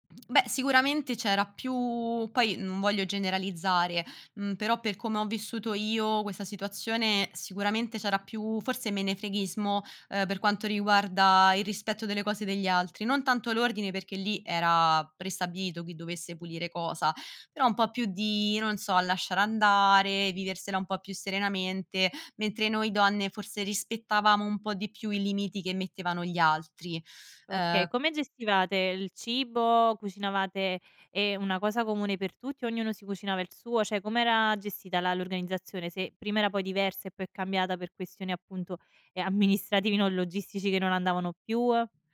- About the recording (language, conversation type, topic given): Italian, podcast, Come rendi la cucina uno spazio davvero confortevole per te?
- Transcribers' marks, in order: none